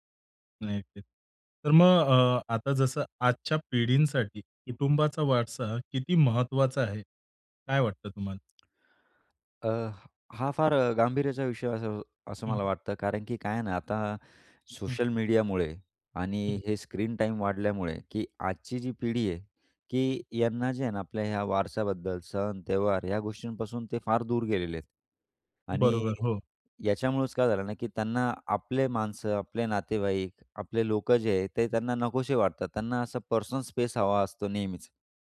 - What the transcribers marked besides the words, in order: tapping; in English: "स्पेस"
- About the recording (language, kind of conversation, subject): Marathi, podcast, कुटुंबाचा वारसा तुम्हाला का महत्त्वाचा वाटतो?